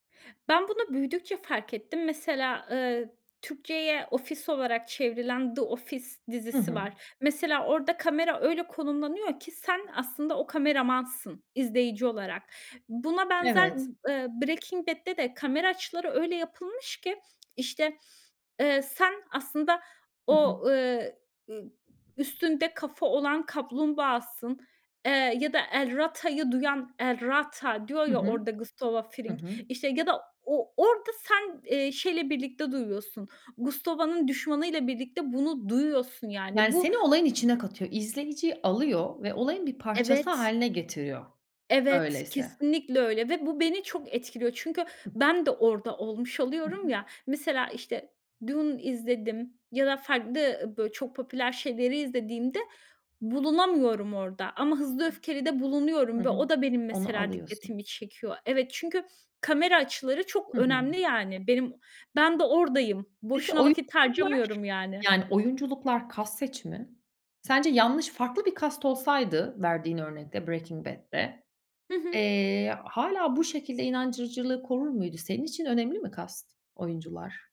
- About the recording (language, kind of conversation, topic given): Turkish, podcast, Hayatını en çok etkileyen kitap, film ya da şarkı hangisi?
- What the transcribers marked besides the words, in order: other background noise; in Spanish: "El rata'yı"; in Spanish: "El rata"; in English: "cast"; in English: "cast"; in English: "cast"